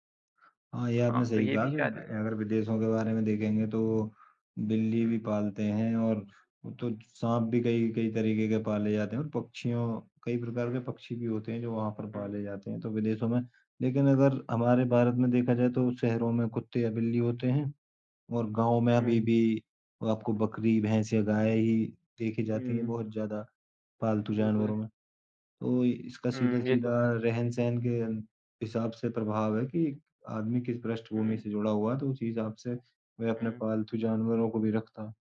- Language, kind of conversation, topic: Hindi, unstructured, कुत्ता और बिल्ली में से आपको कौन सा पालतू जानवर अधिक पसंद है?
- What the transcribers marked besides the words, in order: tapping; other background noise